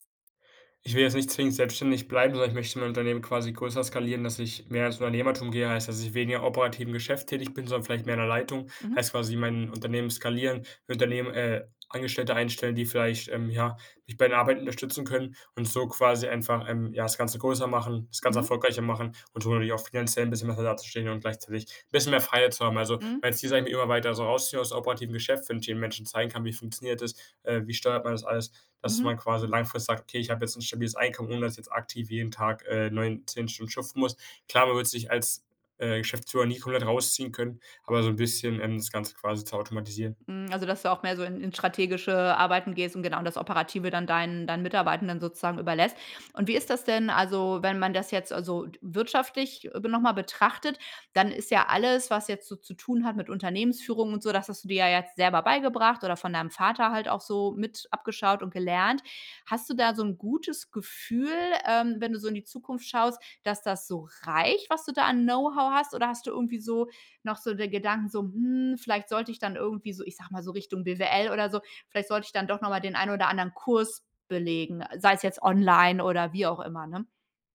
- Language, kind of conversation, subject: German, podcast, Wie entscheidest du, welche Chancen du wirklich nutzt?
- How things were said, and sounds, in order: none